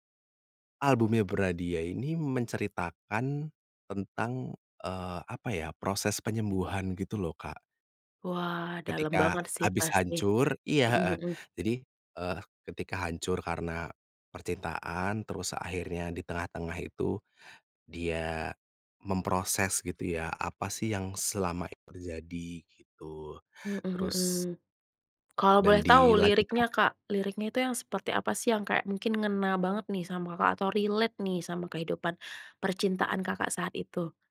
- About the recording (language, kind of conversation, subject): Indonesian, podcast, Pernahkah musik membantu kamu melewati masa sulit?
- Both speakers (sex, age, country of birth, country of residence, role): female, 30-34, Indonesia, Indonesia, host; male, 30-34, Indonesia, Indonesia, guest
- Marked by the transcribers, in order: in English: "relate"